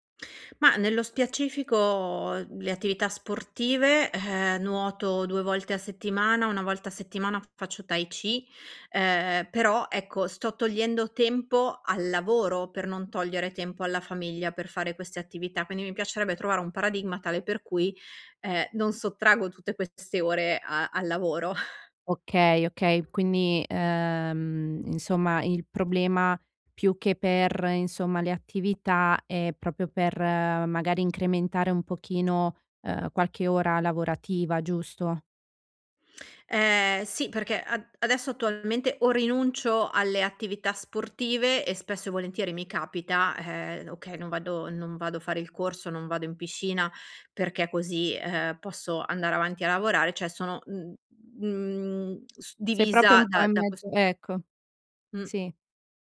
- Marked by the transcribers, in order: "specifico" said as "spiacifico"; chuckle; "cioè" said as "ceh"
- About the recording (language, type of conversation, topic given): Italian, advice, Come posso bilanciare i miei bisogni personali con quelli della mia famiglia durante un trasferimento?